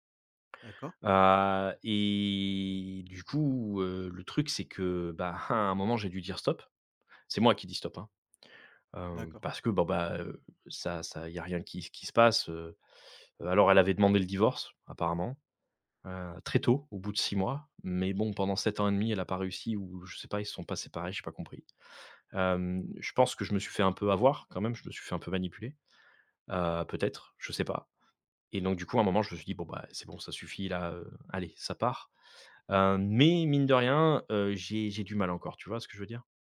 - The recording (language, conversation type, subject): French, advice, Comment as-tu vécu la solitude et le vide après la séparation ?
- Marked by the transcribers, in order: drawn out: "et"